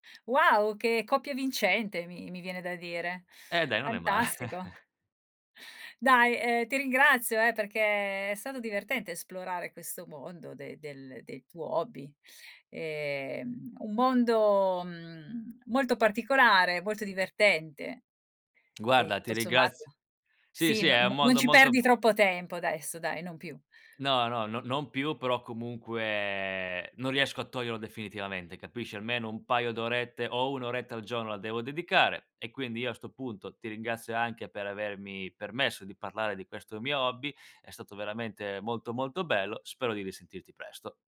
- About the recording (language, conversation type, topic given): Italian, podcast, Qual è un hobby che ti fa perdere la nozione del tempo?
- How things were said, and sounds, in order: chuckle